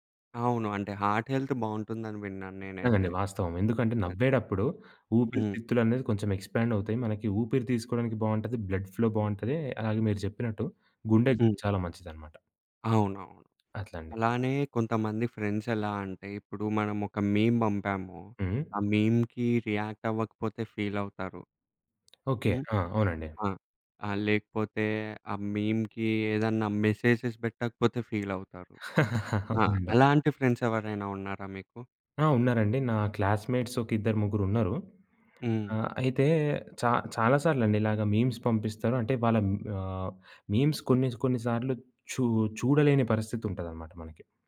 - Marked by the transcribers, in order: in English: "హార్ట్ హెల్త్"; tapping; in English: "ఎక్స్పాండ్"; in English: "బ్లడ్ ఫ్లో"; in English: "మీమ్"; in English: "మీమ్‌కి"; in English: "మీమ్‌కి"; in English: "మెసేజెస్"; other background noise; laughing while speaking: "అవునండి"; in English: "ఫ్రెండ్స్"; in English: "క్లాస్‌మేట్స్"; in English: "మీమ్స్"; in English: "మీమ్స్"
- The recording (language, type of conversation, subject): Telugu, podcast, టెక్స్ట్ vs వాయిస్ — ఎప్పుడు ఏదాన్ని ఎంచుకుంటారు?